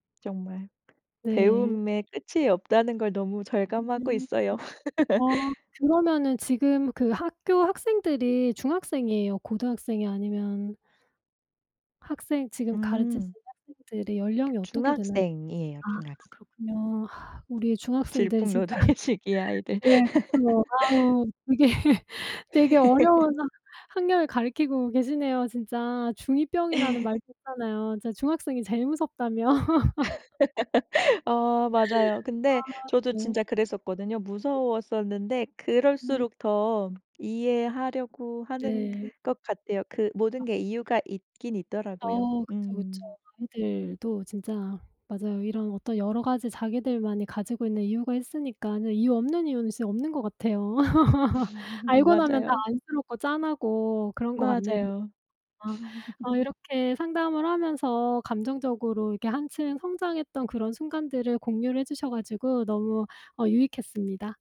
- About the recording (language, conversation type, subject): Korean, podcast, 감정적으로 성장했다고 느낀 순간은 언제였나요?
- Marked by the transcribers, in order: laugh; tapping; other background noise; sigh; laughing while speaking: "질풍노도의 시기 아이들"; laugh; "가르치고" said as "가르키고"; laugh; laugh; laugh; laugh